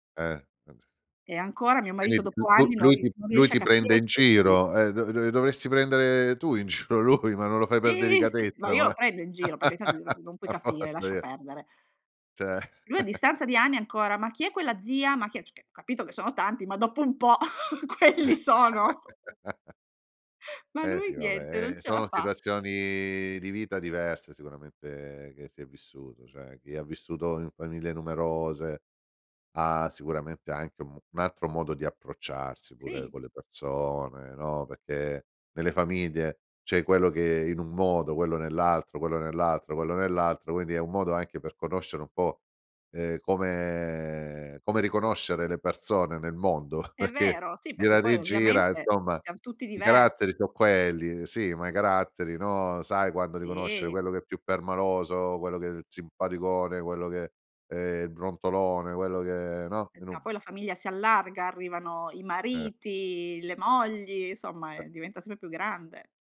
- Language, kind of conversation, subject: Italian, podcast, Qual è stata una cena memorabile in famiglia che ricordi ancora oggi?
- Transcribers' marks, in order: unintelligible speech; other background noise; laughing while speaking: "giro lui"; unintelligible speech; chuckle; laughing while speaking: "a forza"; laughing while speaking: "ceh"; "Cioè" said as "ceh"; chuckle; "cioè" said as "ceh"; chuckle; laughing while speaking: "quelli sono!"; laughing while speaking: "la"; "Cioè" said as "ceh"; tapping; chuckle